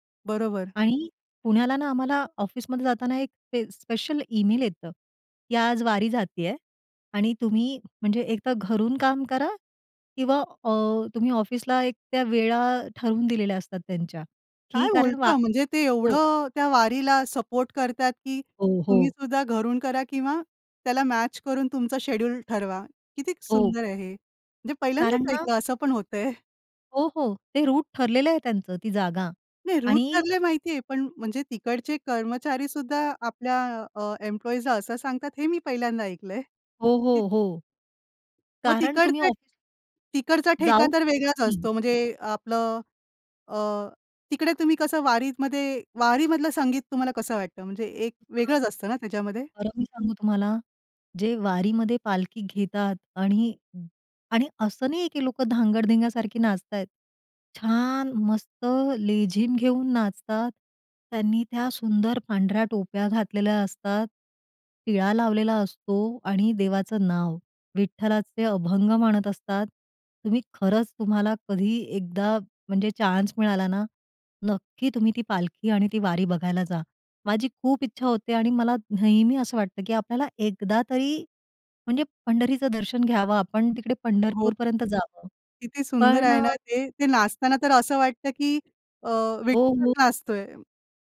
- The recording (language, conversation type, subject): Marathi, podcast, सण-उत्सवांमुळे तुमच्या घरात कोणते संगीत परंपरेने टिकून राहिले आहे?
- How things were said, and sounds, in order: surprised: "काय बोलता?"; tapping; other background noise; other noise; laughing while speaking: "होतंय"